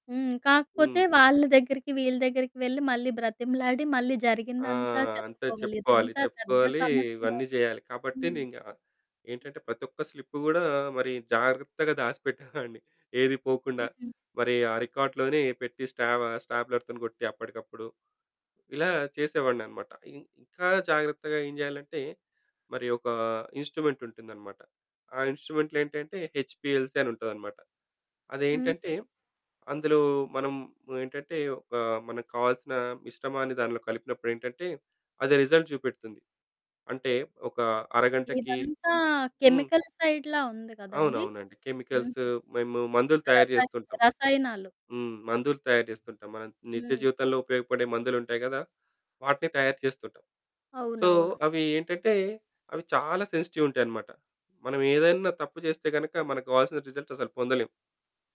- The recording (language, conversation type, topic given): Telugu, podcast, వృత్తి మారిన తర్వాత మీ జీవితం ఎలా మారింది?
- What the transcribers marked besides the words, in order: other background noise; laughing while speaking: "దాచిపెట్టేవాడిని"; in English: "రికార్డ్‌లోనే"; in English: "హెచ్‌పిఎల్‌సి"; in English: "రిజల్ట్"; in English: "కెమికల్ సైడ్‌లా"; in English: "కెమికల్స్"; in English: "సో"; in English: "సెన్సిటివ్"; in English: "రిజల్ట్స్"